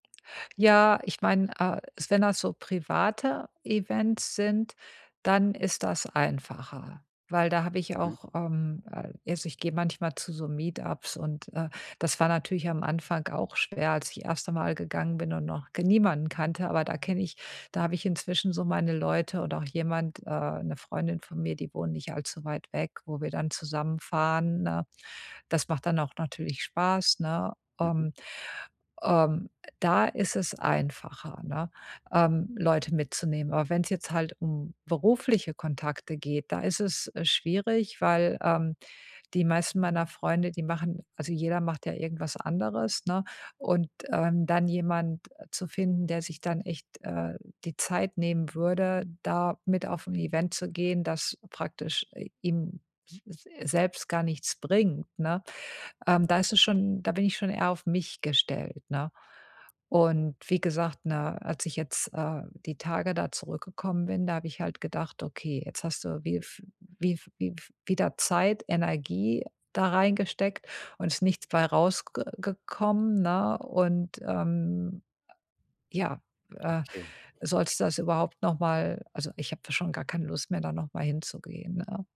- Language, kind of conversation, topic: German, advice, Warum fällt mir Netzwerken schwer, und welche beruflichen Kontakte möchte ich aufbauen?
- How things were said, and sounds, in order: other background noise